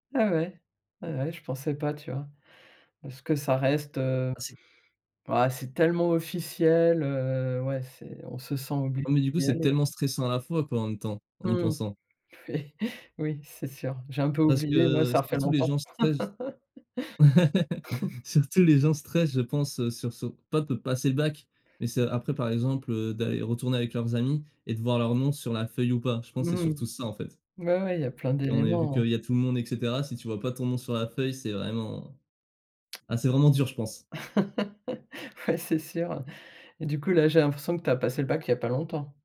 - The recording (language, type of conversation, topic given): French, podcast, Comment gères-tu les pensées négatives au quotidien ?
- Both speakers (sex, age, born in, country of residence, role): female, 55-59, France, France, host; male, 20-24, France, France, guest
- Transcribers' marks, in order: laugh; chuckle; tapping; laughing while speaking: "Ouais, c'est sûr"